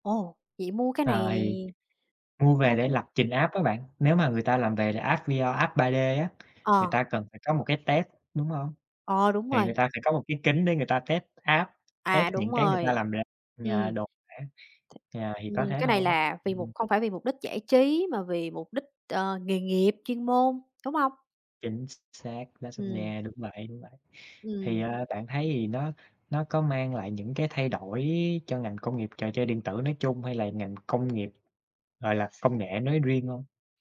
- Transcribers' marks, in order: other background noise; in English: "app"; in English: "app V-R, app"; in English: "test"; tapping; in English: "test app, test"; unintelligible speech
- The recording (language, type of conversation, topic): Vietnamese, unstructured, Công nghệ thực tế ảo có thể thay đổi cách chúng ta giải trí như thế nào?